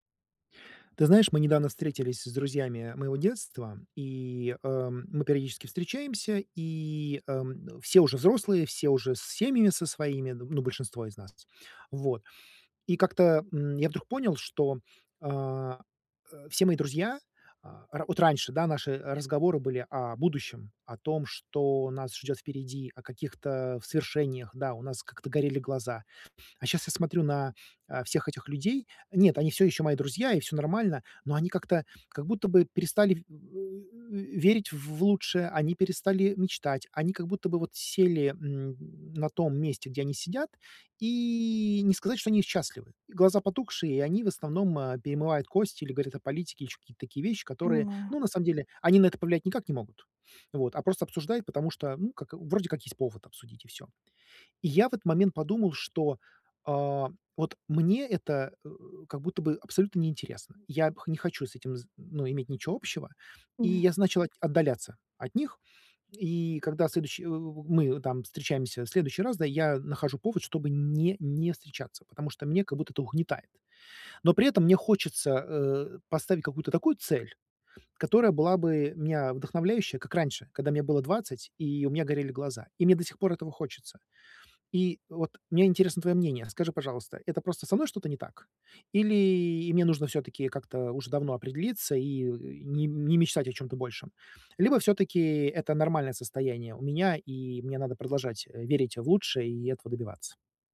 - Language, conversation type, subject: Russian, advice, Как мне найти смысл жизни после расставания и утраты прежних планов?
- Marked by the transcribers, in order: tapping